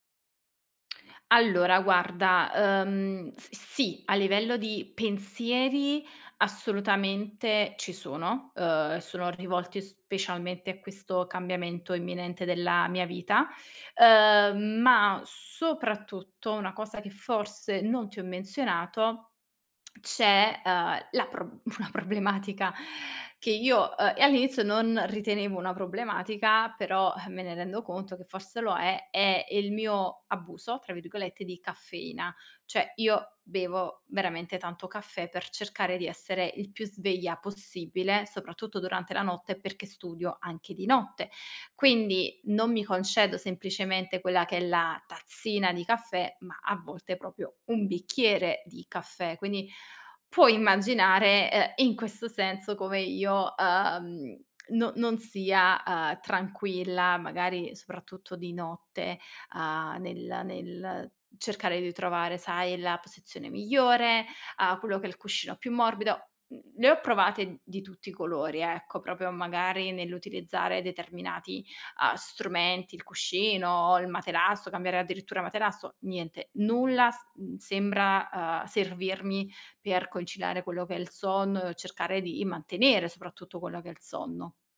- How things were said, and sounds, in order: laughing while speaking: "una problematica"; "Cioè" said as "ceh"; "proprio" said as "propio"; "proprio" said as "propio"; "conciliare" said as "coincilare"
- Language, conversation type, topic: Italian, advice, Perché mi sveglio ripetutamente durante la notte senza capirne il motivo?